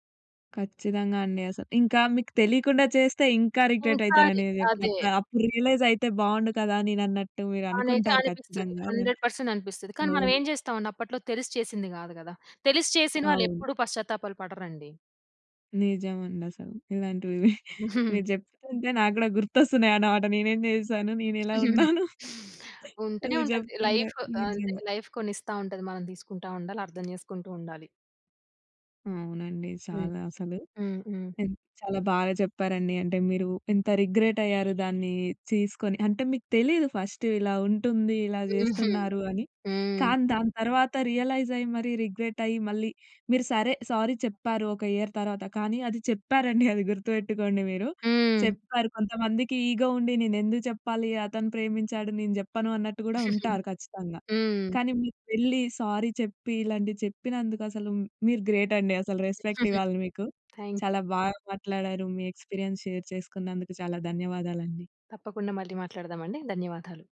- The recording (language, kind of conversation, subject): Telugu, podcast, పశ్చాత్తాపాన్ని మాటల్లో కాకుండా ఆచరణలో ఎలా చూపిస్తావు?
- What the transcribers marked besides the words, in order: in English: "రిగ్రెట్"; laughing while speaking: "ఇలాంటివి మీరు చెప్తుంటే నాకు కూడా … ఉన్నాను. మీరు చెప్తుంటే"; giggle; in English: "లైఫ్"; in English: "లైఫ్"; in English: "ఫస్ట్"; in English: "సారీ"; in English: "ఇయర్"; giggle; in English: "ఇగో"; giggle; in English: "సారీ"; in English: "రెస్పెక్ట్"; giggle; in English: "ఎక్స్‌పీరియన్స్ షేర్"